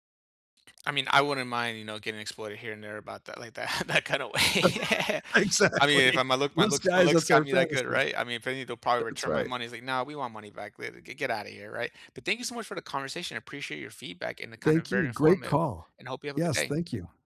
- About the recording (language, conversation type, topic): English, unstructured, What is your view on travel companies exploiting workers?
- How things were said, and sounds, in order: other background noise; laughing while speaking: "in that kind of way"; laugh; laughing while speaking: "Exactly"